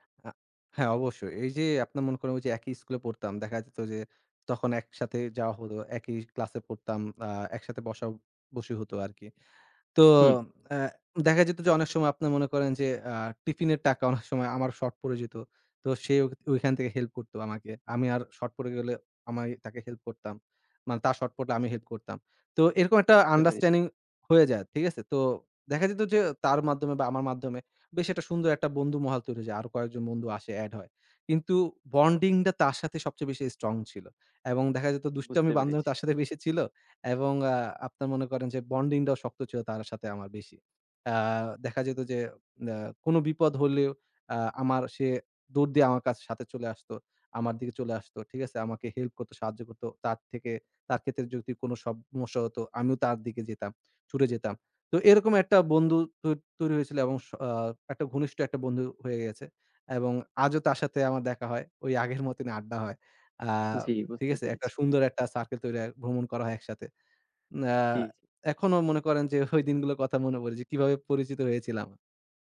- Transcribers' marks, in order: "সমস্যা" said as "সবমস্যা"
- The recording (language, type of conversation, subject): Bengali, podcast, কোনো স্থানীয় বন্ধুর সঙ্গে আপনি কীভাবে বন্ধুত্ব গড়ে তুলেছিলেন?